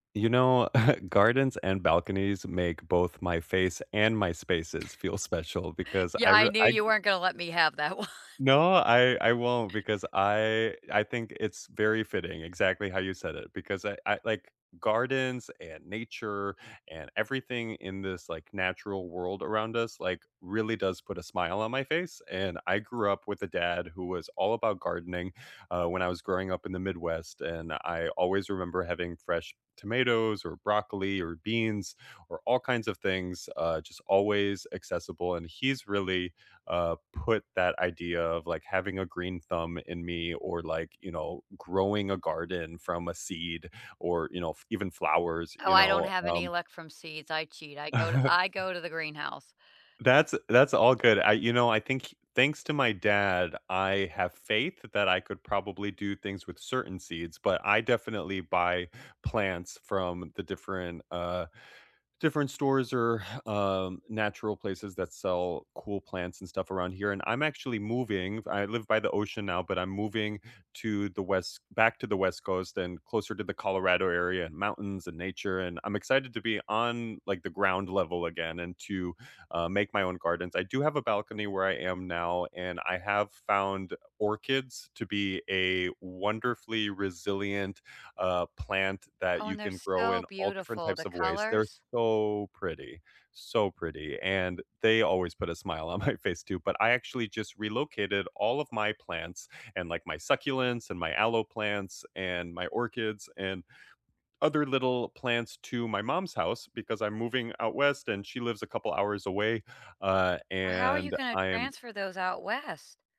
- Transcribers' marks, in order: chuckle; tapping; laughing while speaking: "one"; chuckle; other noise; laughing while speaking: "my"
- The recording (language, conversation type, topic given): English, unstructured, Which garden or balcony DIY projects brighten your day and make your space feel special?
- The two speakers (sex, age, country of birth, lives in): female, 45-49, United States, United States; male, 35-39, United States, United States